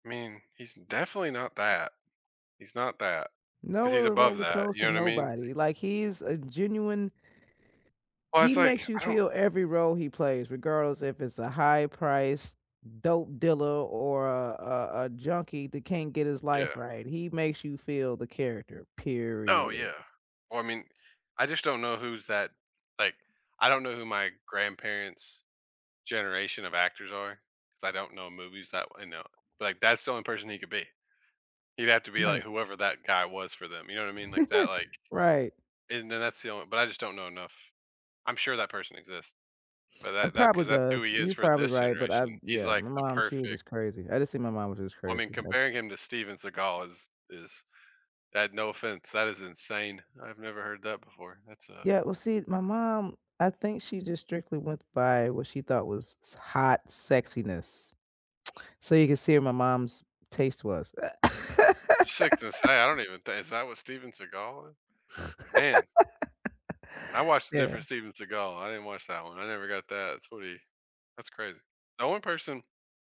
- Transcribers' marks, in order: unintelligible speech; tapping; stressed: "period"; other background noise; laugh; unintelligible speech; laugh; snort; laugh
- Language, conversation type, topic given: English, unstructured, Which actors would you watch in anything, and which of their recent roles impressed you?